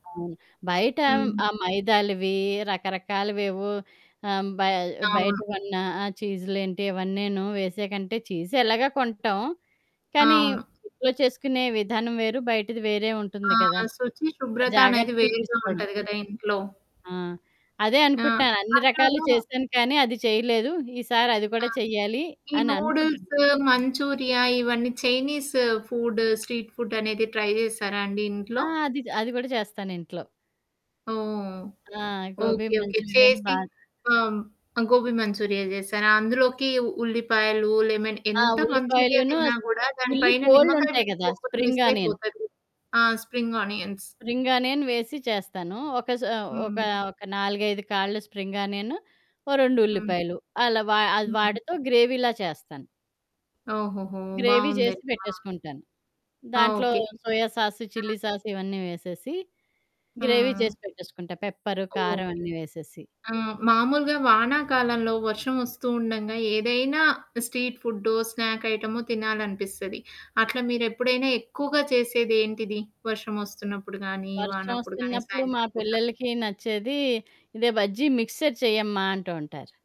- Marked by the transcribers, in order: in English: "చీజ్"; static; in English: "నూడుల్స్"; distorted speech; in English: "ఫుడ్ స్ట్రీట్ ఫుడ్"; in English: "ట్రై"; in English: "మిస్"; in English: "స్ప్రింగ్ ఆనియన్"; in English: "స్ప్రింగ్ ఆనియన్స్"; in English: "స్ప్రింగ్ ఆనియన్"; in English: "స్ప్రింగ్ ఆనియన్"; in English: "గ్రేవిలా"; in English: "గ్రేవీ"; other background noise; in English: "సోయ సాసు, చిల్లి సాసు"; in English: "గ్రేవీ"; in English: "పెప్పర్"; in English: "స్ట్రీట్"; in English: "స్నాక్"; in English: "మిక్స్చర్"
- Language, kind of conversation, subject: Telugu, podcast, వీధి ఆహారాన్ని రుచి చూసే చిన్న ఆనందాన్ని సహజంగా ఎలా ఆస్వాదించి, కొత్త రుచులు ప్రయత్నించే ధైర్యం ఎలా పెంచుకోవాలి?